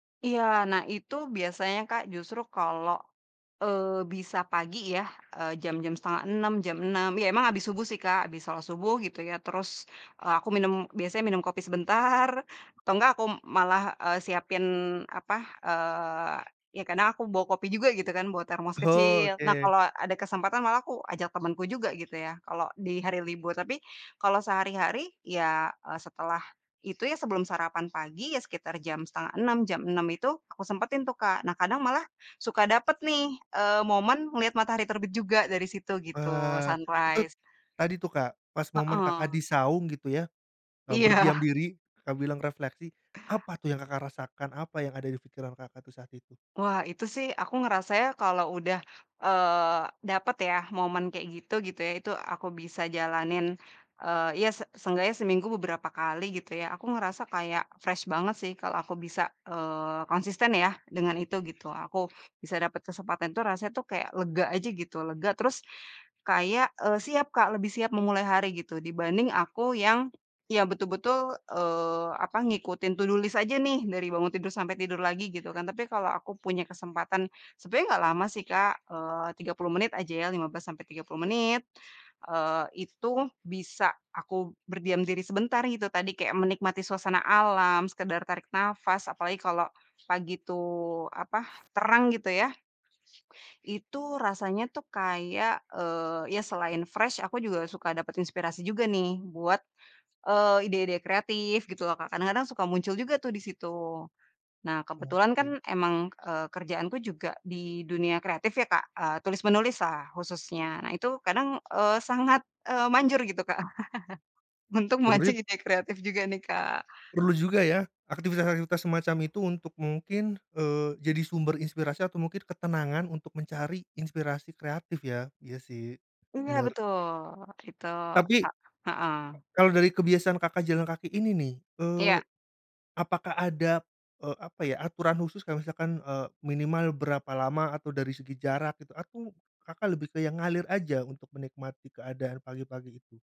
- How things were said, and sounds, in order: other background noise; in English: "sunrise"; laughing while speaking: "Iya"; in English: "fresh"; tapping; in English: "to do list"; in English: "fresh"; laugh
- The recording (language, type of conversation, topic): Indonesian, podcast, Apa rutinitas kecil yang membuat kamu lebih sadar diri setiap hari?
- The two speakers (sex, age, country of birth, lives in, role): female, 30-34, Indonesia, Indonesia, guest; male, 30-34, Indonesia, Indonesia, host